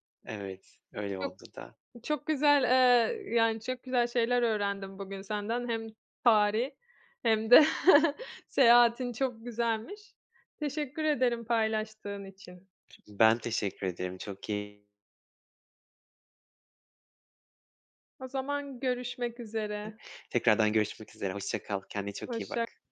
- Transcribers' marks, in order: other background noise; chuckle; tapping; unintelligible speech
- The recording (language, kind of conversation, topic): Turkish, podcast, Bir yerliyle unutulmaz bir sohbetin oldu mu?